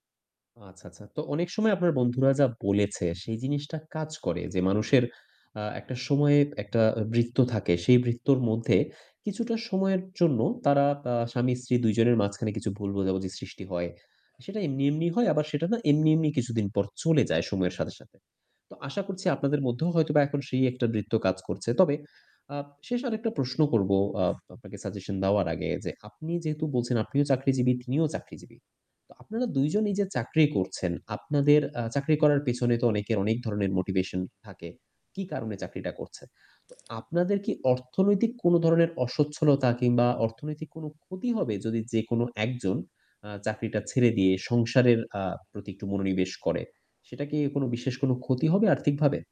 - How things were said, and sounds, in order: distorted speech; tapping; static; other background noise
- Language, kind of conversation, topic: Bengali, advice, বিবাহ টিকিয়ে রাখবেন নাকি বিচ্ছেদের পথে যাবেন—এ নিয়ে আপনার বিভ্রান্তি ও অনিশ্চয়তা কী?